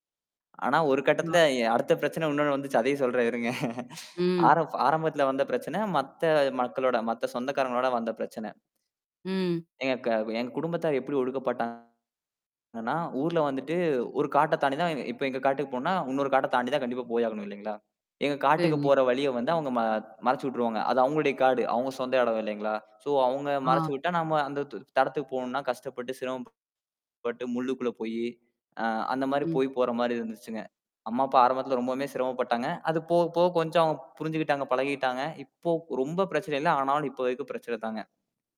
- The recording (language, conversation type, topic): Tamil, podcast, குடும்ப எதிர்பார்ப்புகளை மீறுவது எளிதா, சிரமமா, அதை நீங்கள் எப்படி சாதித்தீர்கள்?
- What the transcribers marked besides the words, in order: chuckle; distorted speech; in English: "ஸோ"; "இடத்துக்குப்" said as "தடத்துக்குப்"